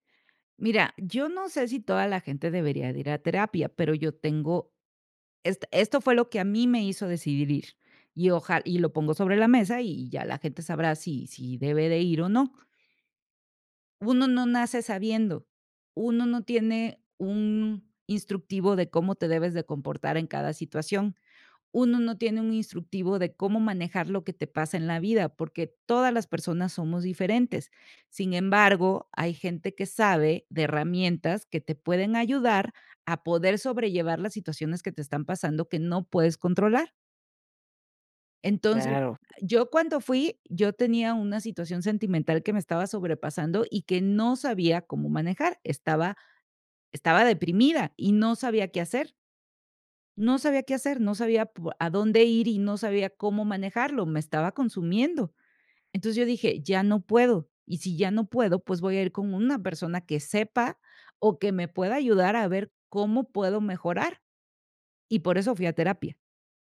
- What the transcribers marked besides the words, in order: none
- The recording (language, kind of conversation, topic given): Spanish, podcast, ¿Cómo puedes reconocer tu parte en un conflicto familiar?